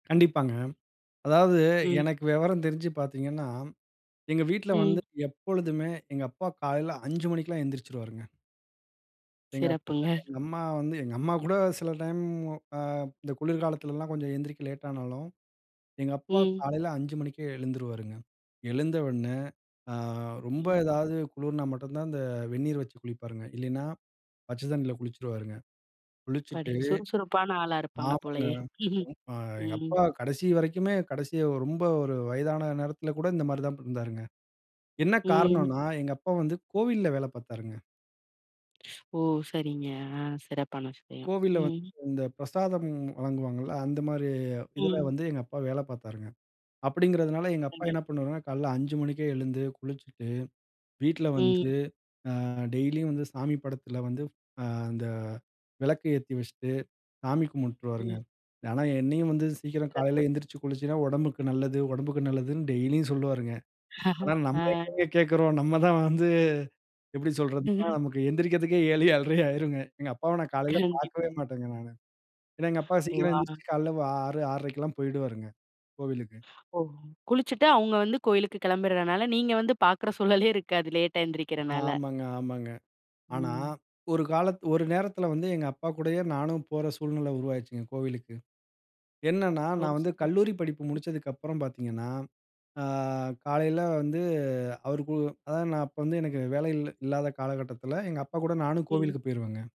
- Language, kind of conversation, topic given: Tamil, podcast, உங்கள் வீட்டில் காலை வழிபாடு எப்படிச் நடைபெறுகிறது?
- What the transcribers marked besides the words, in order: unintelligible speech; laugh; "கண்டிப்பா" said as "கண்டிப்"; laughing while speaking: "ஆனா நம்ம எங்கங்க கேக்கிறோம்? நம்ம … ஏழு, ஏழறை ஆயிருங்க"; laugh; laughing while speaking: "பாக்குற சூழலே"